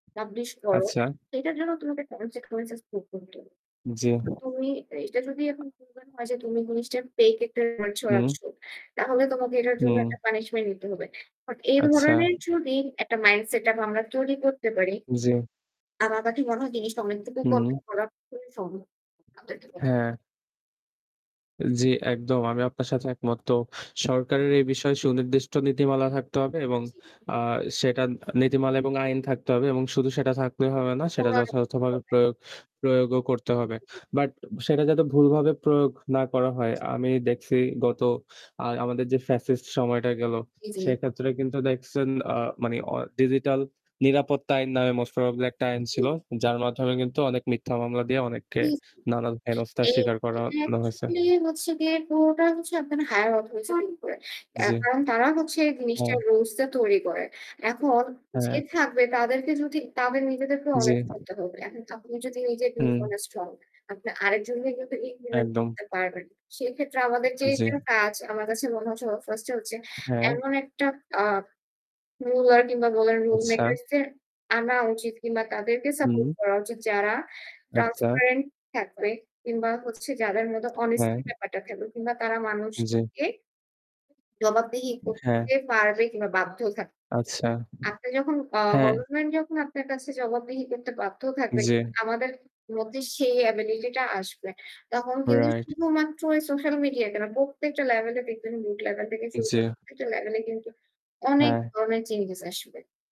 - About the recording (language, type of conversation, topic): Bengali, unstructured, খবর পাওয়ার উৎস হিসেবে সামাজিক মাধ্যম কতটা বিশ্বাসযোগ্য?
- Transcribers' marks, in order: static; in English: "consequences"; distorted speech; other background noise; unintelligible speech; in English: "মোস্ট প্রবাবলি"; unintelligible speech; in English: "actually"; in English: "higher অথরিচি"; "authority" said as "অথরিচি"; "আপনি" said as "খাপনি"; in English: "dishonest"; in English: "implement"; in English: "transparent"; tapping